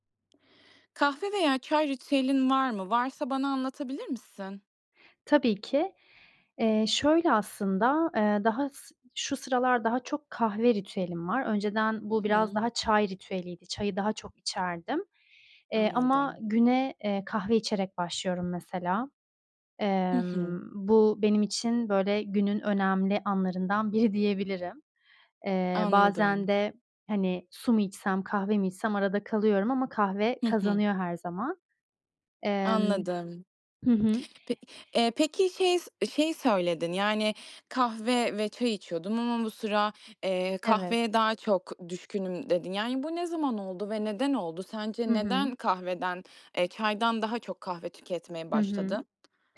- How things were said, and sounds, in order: tapping; other background noise
- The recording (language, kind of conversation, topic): Turkish, podcast, Kahve veya çay ritüelin nasıl, bize anlatır mısın?
- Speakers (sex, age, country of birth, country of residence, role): female, 25-29, Turkey, Ireland, host; female, 30-34, Turkey, Spain, guest